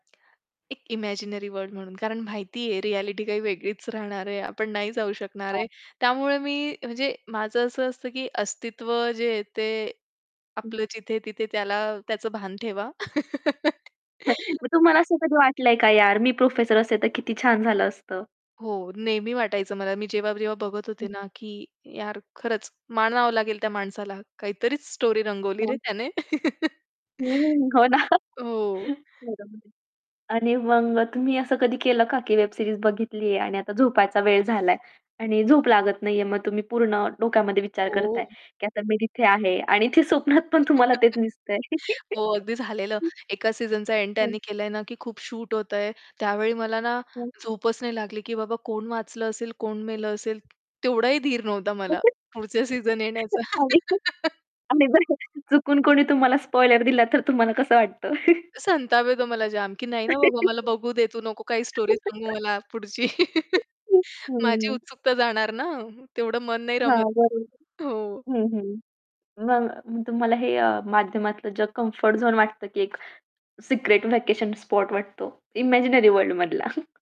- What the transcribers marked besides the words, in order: other background noise; static; chuckle; laugh; in English: "स्टोरी"; laughing while speaking: "हो ना"; laugh; in English: "वेब सीरीज"; laughing while speaking: "ते स्वप्नात पण तुम्हाला"; laugh; laugh; tapping; laugh; laughing while speaking: "आणि जर आणि जर अ"; laugh; chuckle; laugh; in English: "स्टोरी"; chuckle; laugh; in English: "झोन"; laughing while speaking: "मधला"
- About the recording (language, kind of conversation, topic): Marathi, podcast, तुला माध्यमांच्या जगात हरवायला का आवडते?